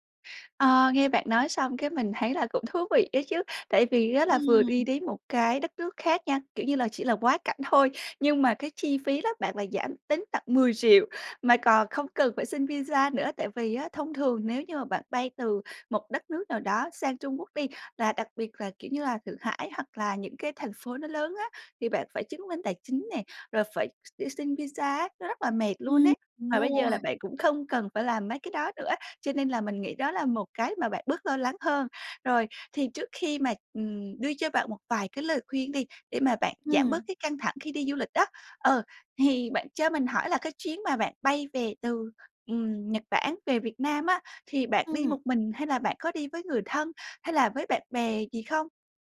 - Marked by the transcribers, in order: other background noise; tapping; in English: "visa"; in English: "visa"
- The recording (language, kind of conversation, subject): Vietnamese, advice, Làm sao để giảm bớt căng thẳng khi đi du lịch xa?